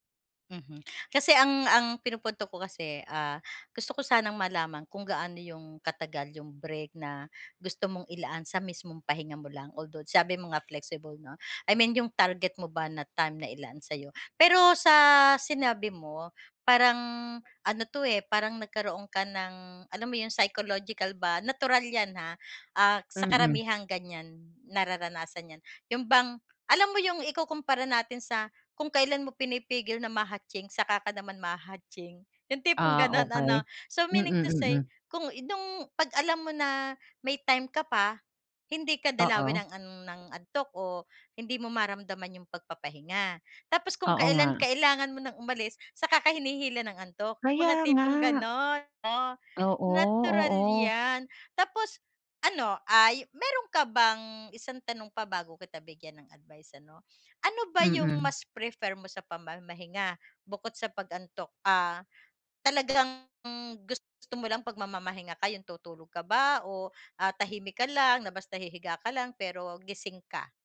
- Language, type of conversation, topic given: Filipino, advice, Paano ako makakapagpahinga nang mabilis para magkaroon ulit ng enerhiya at makabalik sa trabaho?
- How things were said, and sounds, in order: in English: "meaning to say"; other background noise